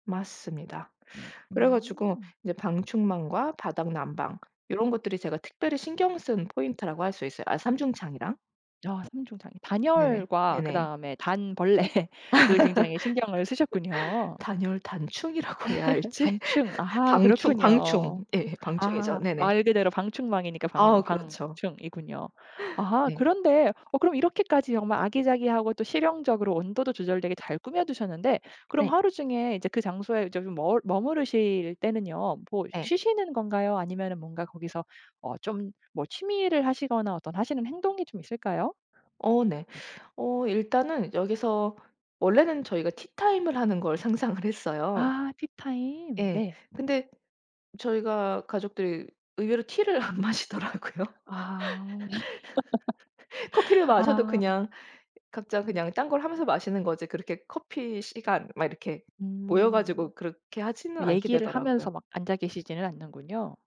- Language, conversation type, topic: Korean, podcast, 집에서 가장 편안한 공간은 어디인가요?
- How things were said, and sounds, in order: teeth sucking; tapping; laughing while speaking: "벌레를"; laugh; laughing while speaking: "해야 할지"; laugh; laughing while speaking: "안 마시더라고요"; laugh